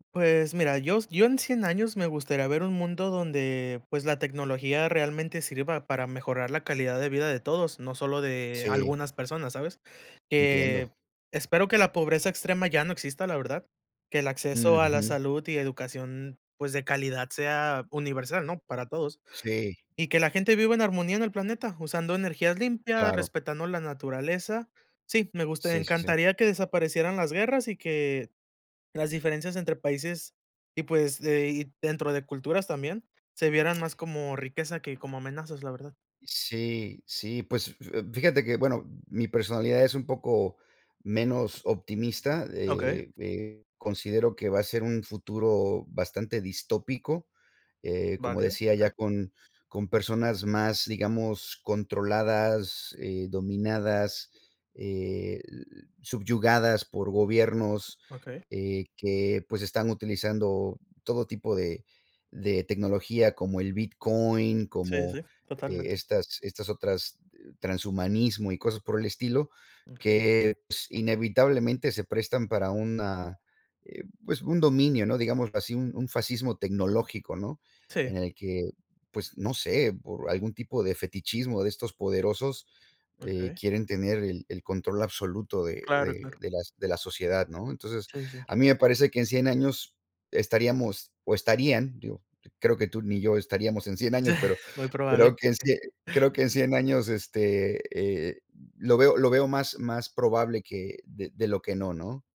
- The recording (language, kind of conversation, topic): Spanish, unstructured, ¿Cómo te imaginas el mundo dentro de 100 años?
- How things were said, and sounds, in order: tapping; chuckle; unintelligible speech